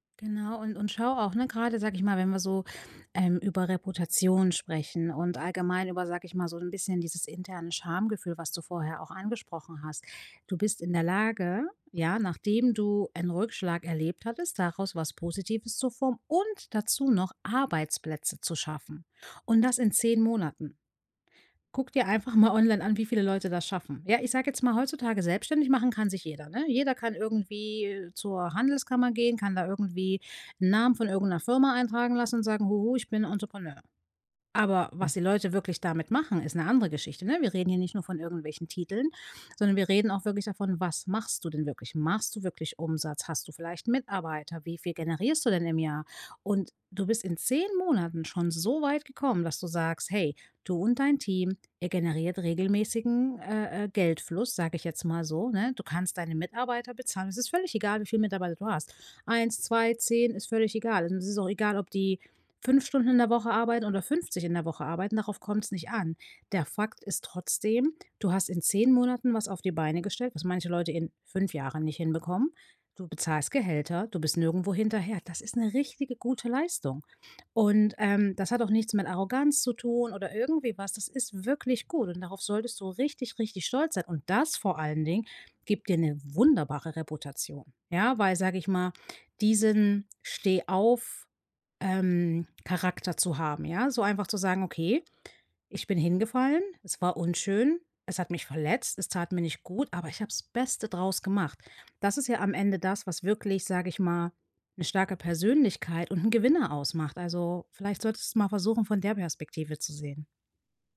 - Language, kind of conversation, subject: German, advice, Wie kann ich mit Rückschlägen umgehen und meinen Ruf schützen?
- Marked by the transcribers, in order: other background noise; stressed: "und"; snort